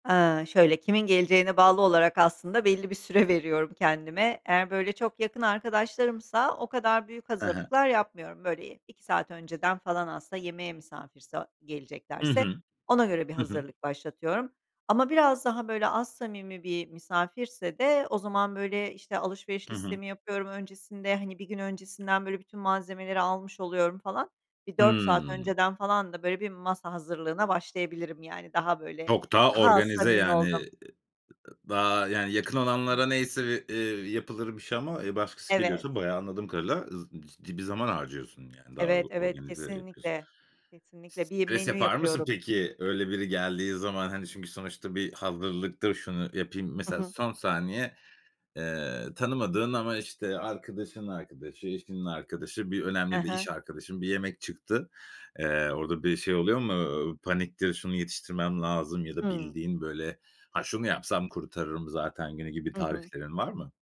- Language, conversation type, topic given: Turkish, podcast, Misafir geldiğinde hazırlıkları nasıl organize ediyorsun?
- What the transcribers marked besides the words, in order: tapping; other background noise; other noise